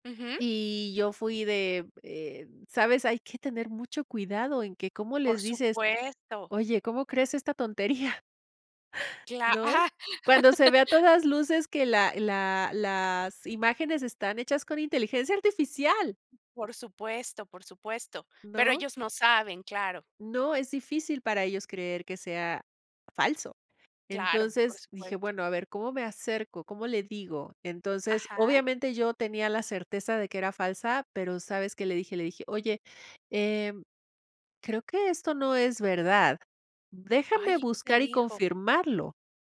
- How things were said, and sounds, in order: other background noise; chuckle; laugh
- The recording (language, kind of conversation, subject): Spanish, podcast, ¿Qué haces cuando ves información falsa en internet?